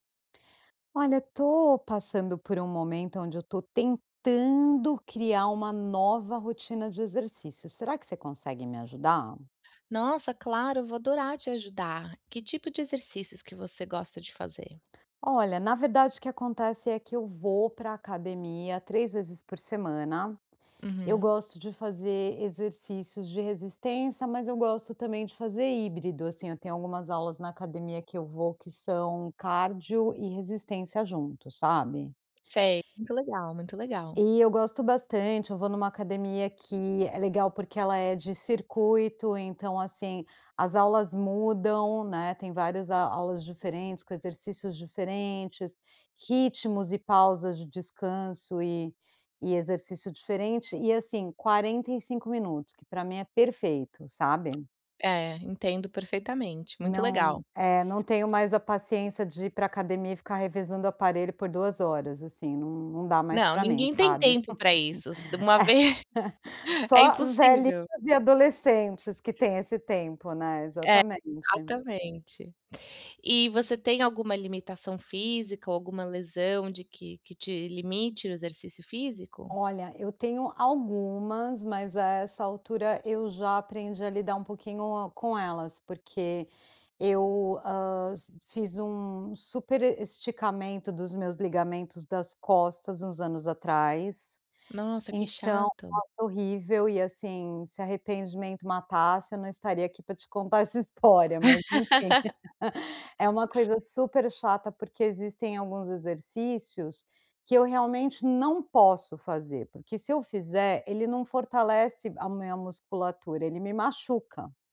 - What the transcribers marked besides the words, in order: tapping; chuckle; laugh; laughing while speaking: "história"; laugh
- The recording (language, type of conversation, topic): Portuguese, advice, Como posso criar um hábito de exercícios consistente?